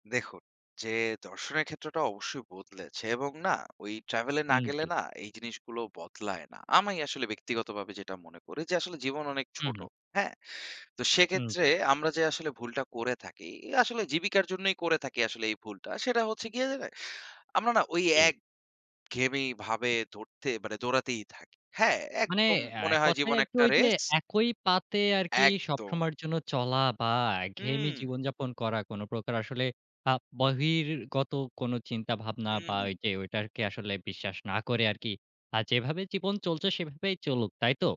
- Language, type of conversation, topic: Bengali, podcast, ভ্রমণের ফলে তোমার জীবনদর্শন কীভাবে বদলেছে?
- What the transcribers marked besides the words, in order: in English: "travel"; other background noise